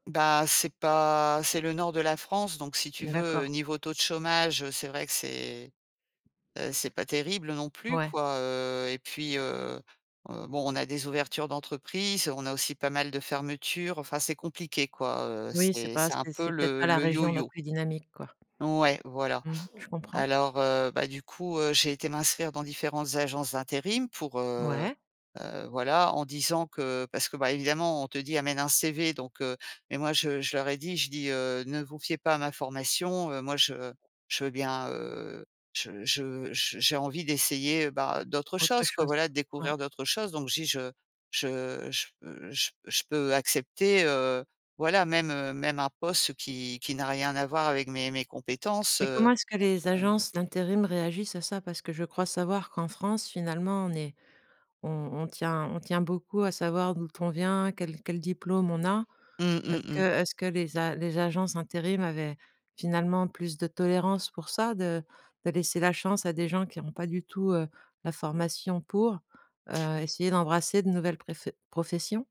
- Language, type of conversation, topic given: French, podcast, Raconte un moment où tu as été licencié : comment as-tu réussi à rebondir ?
- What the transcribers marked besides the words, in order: tapping; other background noise